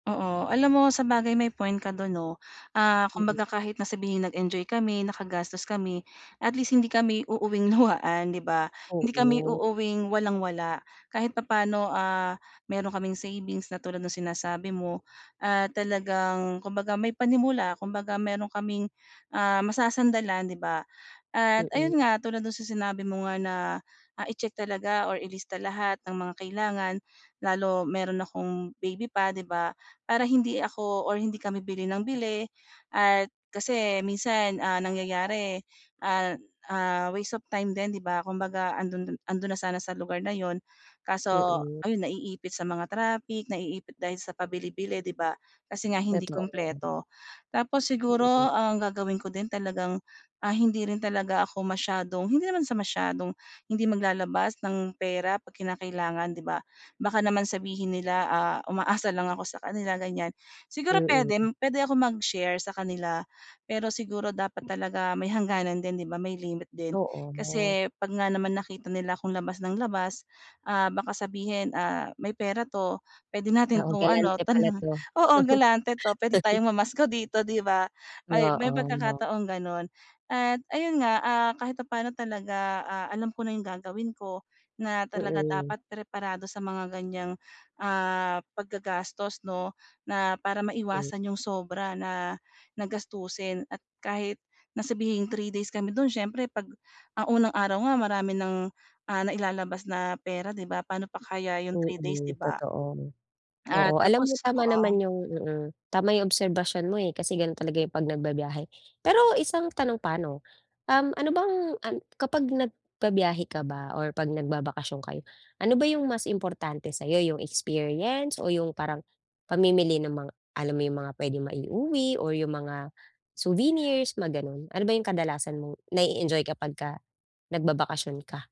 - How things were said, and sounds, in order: laughing while speaking: "luhaan"; dog barking; tapping; wind; chuckle; laugh; other noise
- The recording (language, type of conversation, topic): Filipino, advice, Paano ko maiiwasang masyadong gumastos habang nagbabakasyon sa ibang lugar?